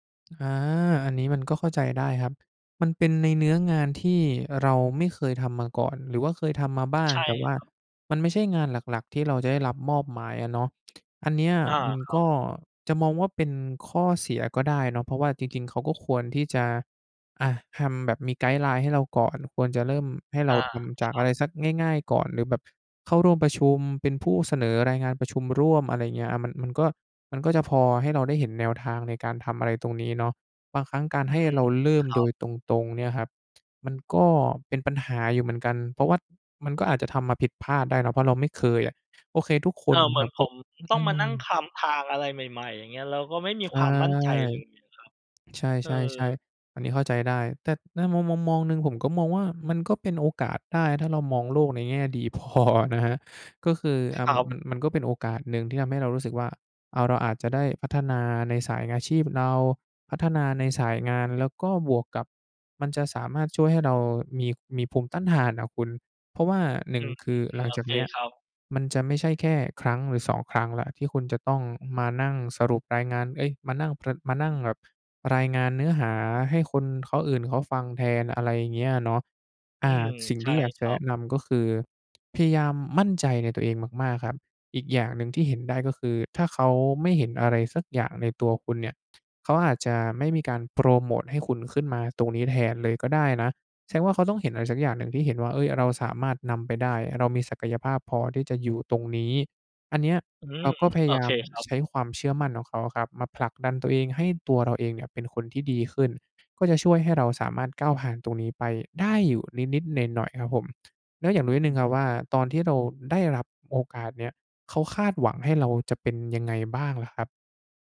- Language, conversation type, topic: Thai, advice, เริ่มงานใหม่แล้วยังไม่มั่นใจในบทบาทและหน้าที่ ควรทำอย่างไรดี?
- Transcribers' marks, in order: other background noise; drawn out: "ใช่"; laughing while speaking: "พอนะครับ"